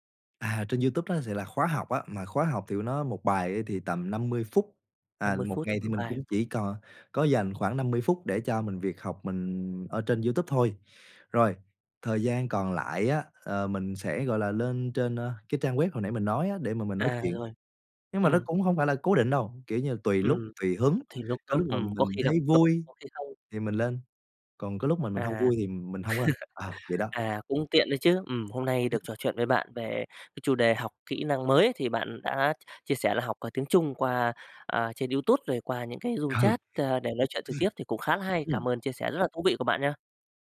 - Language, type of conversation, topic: Vietnamese, podcast, Bạn đã từng học một kỹ năng mới qua mạng chưa, và bạn có thể kể đôi chút về trải nghiệm đó không?
- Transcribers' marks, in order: other background noise; tapping; laugh; in English: "room"; laughing while speaking: "Ừ"